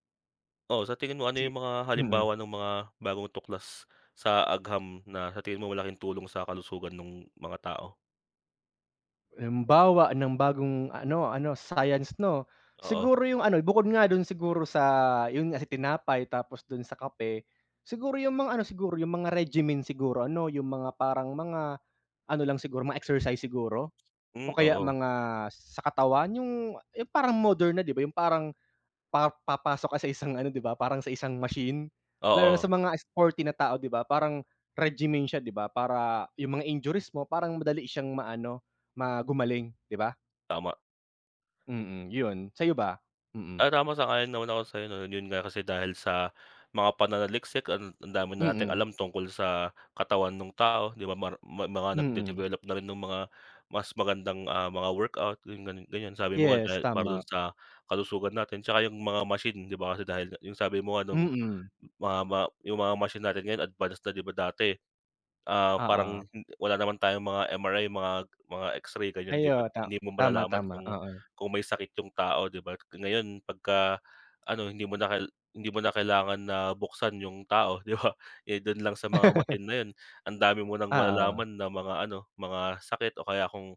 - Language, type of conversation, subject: Filipino, unstructured, Sa anong mga paraan nakakatulong ang agham sa pagpapabuti ng ating kalusugan?
- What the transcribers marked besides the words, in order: tapping; laughing while speaking: "'di ba"; chuckle